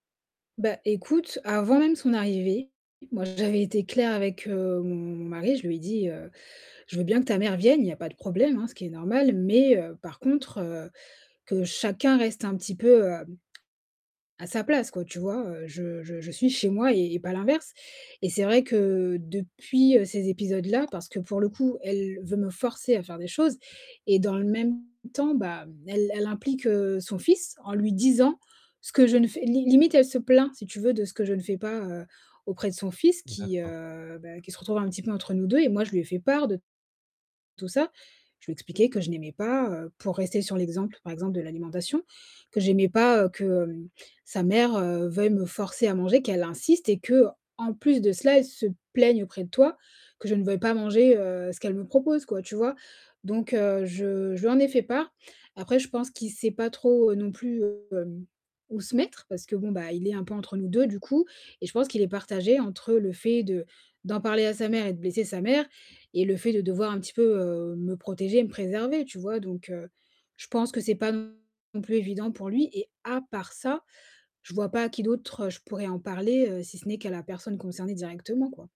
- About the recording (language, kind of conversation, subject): French, advice, Comment gérez-vous les tensions avec la belle-famille ou les proches de votre partenaire ?
- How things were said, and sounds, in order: distorted speech; other background noise; unintelligible speech; stressed: "à part"